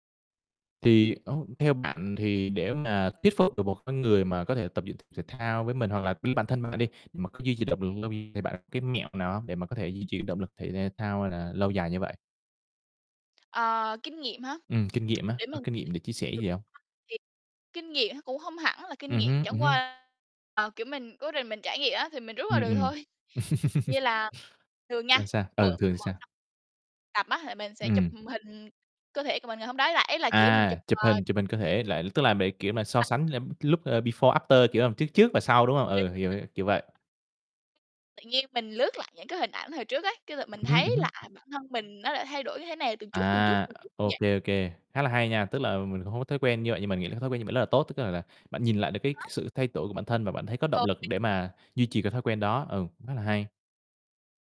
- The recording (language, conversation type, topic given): Vietnamese, unstructured, Tại sao nhiều người lại bỏ tập thể dục sau một thời gian?
- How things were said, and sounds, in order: distorted speech; tapping; tsk; unintelligible speech; laughing while speaking: "thôi"; laugh; other noise; unintelligible speech; other background noise; in English: "before, after"; unintelligible speech; "rất" said as "lất"